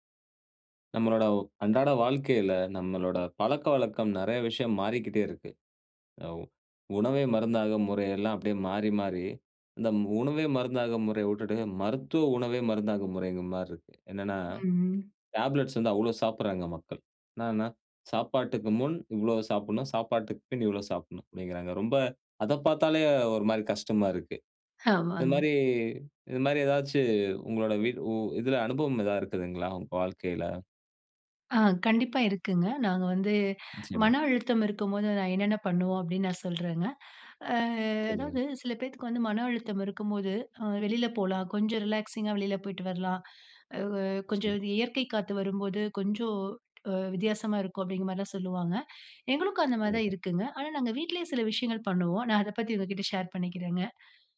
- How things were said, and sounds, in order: other noise
- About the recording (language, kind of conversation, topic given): Tamil, podcast, மனஅழுத்தத்தை குறைக்க வீட்டிலேயே செய்யக்கூடிய எளிய பழக்கங்கள் என்ன?